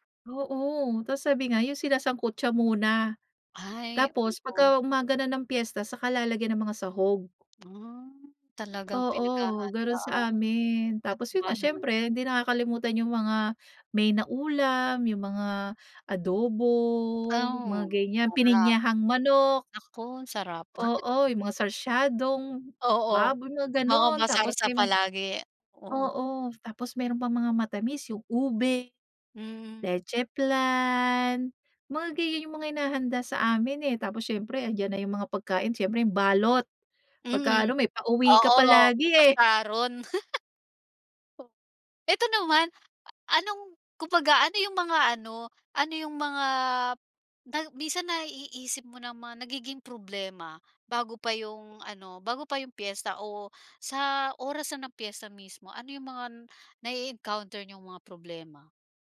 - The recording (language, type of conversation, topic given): Filipino, podcast, Ano ang kahalagahan ng pistahan o salu-salo sa inyong bayan?
- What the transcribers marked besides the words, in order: tapping; chuckle; laugh